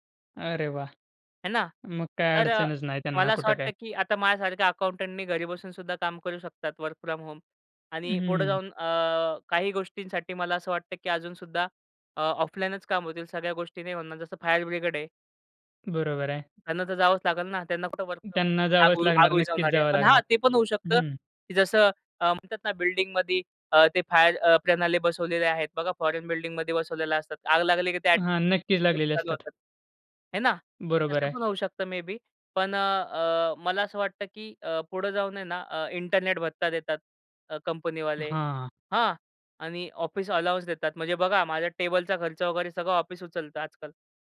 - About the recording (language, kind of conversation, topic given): Marathi, podcast, भविष्यात कामाचा दिवस मुख्यतः ऑफिसमध्ये असेल की घरातून, तुमच्या अनुभवातून तुम्हाला काय वाटते?
- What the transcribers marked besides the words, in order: in English: "अकाउंटंटनी"; in English: "वर्क फ्रॉम होम"; in English: "फायर ब्रिगेड"; in English: "वर्क फ्रॉम"; in English: "फायर"; in English: "फोरेन बिल्डिंगमध्ये"; in English: "ऑटोमॅटिक"; in English: "मेबी"; in English: "अलोवन्स"